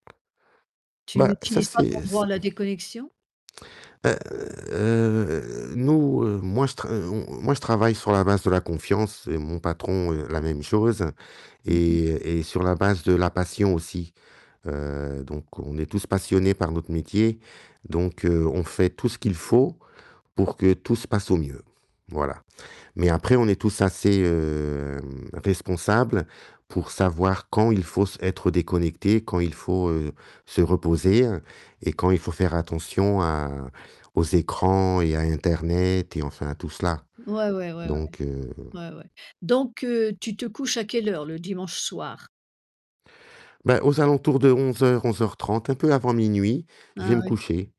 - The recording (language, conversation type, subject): French, podcast, Quel est ton rituel du dimanche à la maison ?
- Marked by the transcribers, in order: static; distorted speech; tapping; drawn out: "heu"; drawn out: "hem"